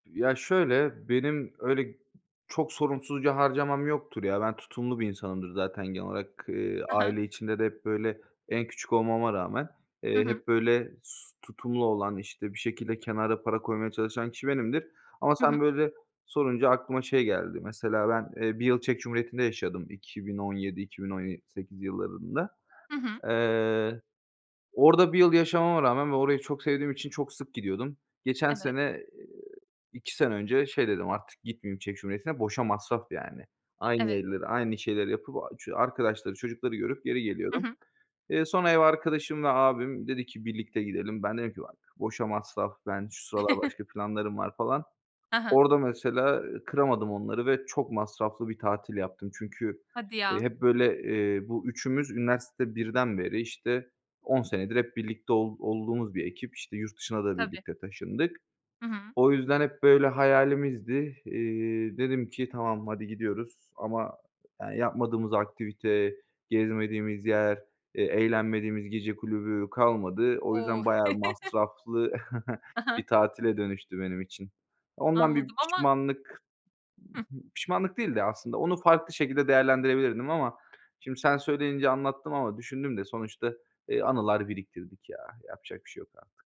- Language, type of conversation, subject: Turkish, podcast, İlk maaşını aldığın gün neler yaptın, anlatır mısın?
- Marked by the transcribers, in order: other background noise; chuckle; tapping; chuckle